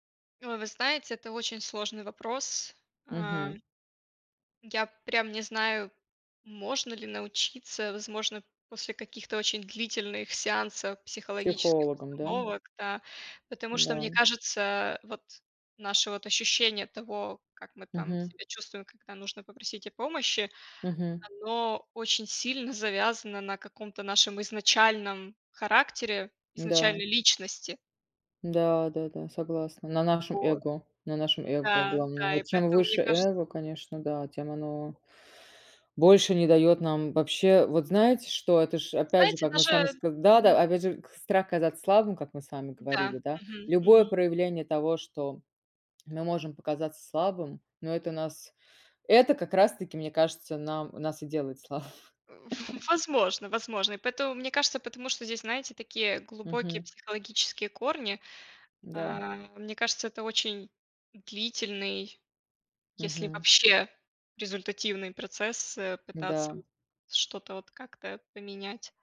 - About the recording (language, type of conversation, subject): Russian, unstructured, Как ты думаешь, почему люди боятся просить помощи?
- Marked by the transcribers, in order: other background noise; sigh; laughing while speaking: "слабы"; laugh